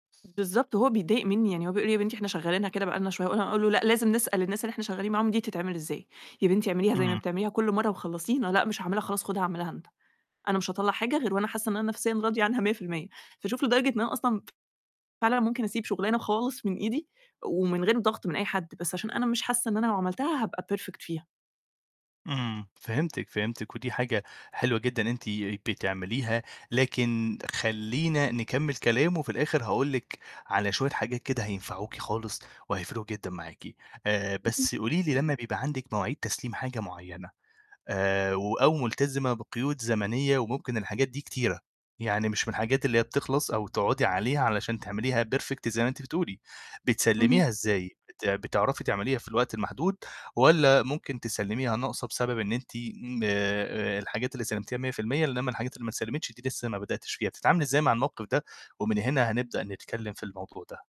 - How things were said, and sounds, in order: unintelligible speech; in English: "perfect"; unintelligible speech; in English: "perfect"
- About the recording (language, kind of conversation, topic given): Arabic, advice, إزاي الكمالية بتمنعك تخلص الشغل أو تتقدّم في المشروع؟